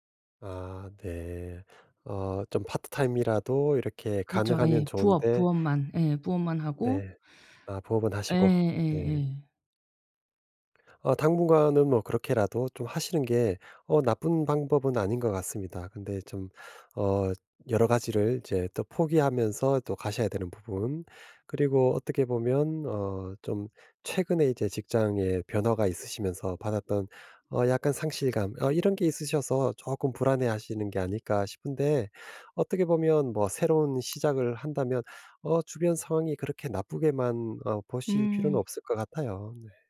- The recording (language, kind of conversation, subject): Korean, advice, 예상치 못한 수입 변화에 지금 어떻게 대비하고 장기적으로 적응할 수 있을까요?
- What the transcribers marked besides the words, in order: other background noise; tapping